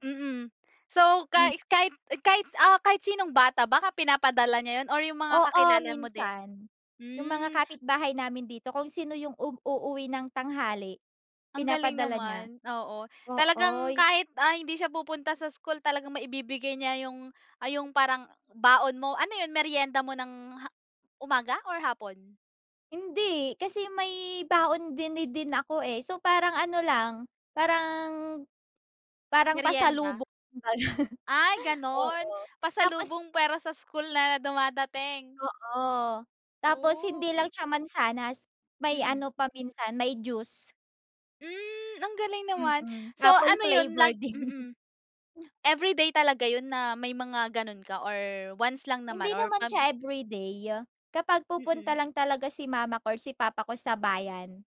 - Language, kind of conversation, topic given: Filipino, podcast, Anong pagkain ang agad na nagpapabalik sa’yo sa pagkabata?
- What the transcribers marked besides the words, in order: laughing while speaking: "kumbaga"; laugh; laughing while speaking: "din"